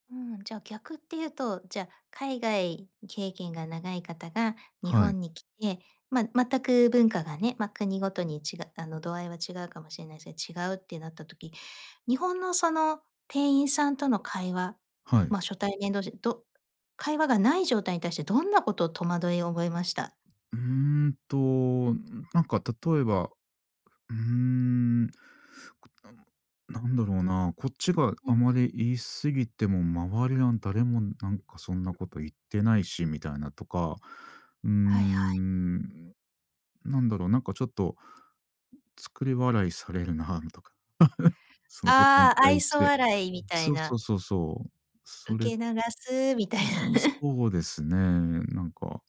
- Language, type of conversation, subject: Japanese, podcast, 見知らぬ人と話すきっかけは、どう作りますか？
- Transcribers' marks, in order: other background noise; chuckle; chuckle